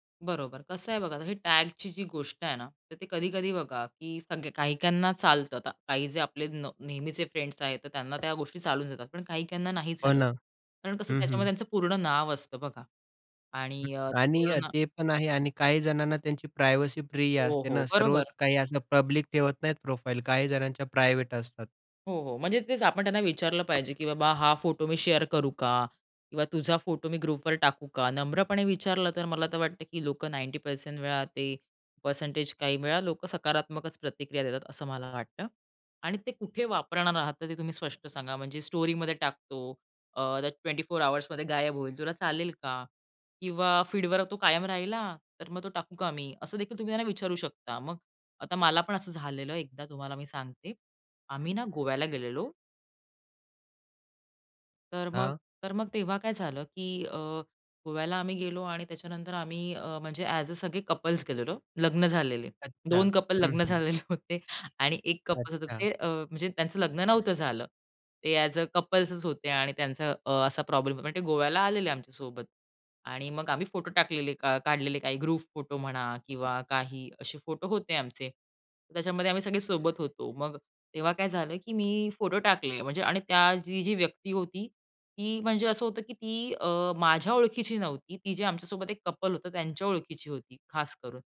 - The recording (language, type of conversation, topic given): Marathi, podcast, इतरांचे फोटो शेअर करण्यापूर्वी परवानगी कशी विचारता?
- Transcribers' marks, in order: in English: "फ्रेंड्स"; other background noise; in English: "प्रायव्हसी"; in English: "पब्लिक"; in English: "प्रोफाइल"; in English: "प्रायव्हेट"; tapping; in English: "शेअर"; in English: "ग्रुपवर"; in English: "परसेंटेज"; in English: "स्टोरीमध्ये"; in English: "आवर्समध्ये"; in English: "फीडवर"; in English: "एज"; in English: "कपल्स"; in English: "कपल"; laughing while speaking: "लग्न झालेले होते"; in English: "कपल"; in English: "एज अ, कपल्सच"; in English: "कपल"